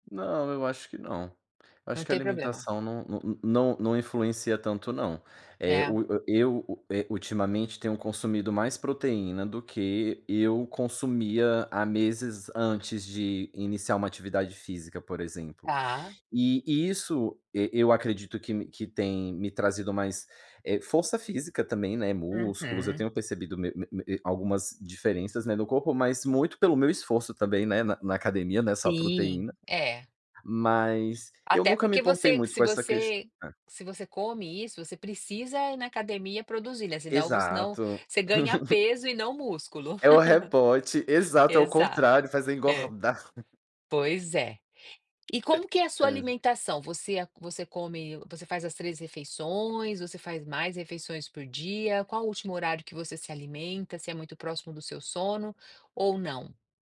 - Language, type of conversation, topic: Portuguese, podcast, Que hábitos noturnos ajudam você a dormir melhor?
- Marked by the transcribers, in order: tapping; laugh; laugh; giggle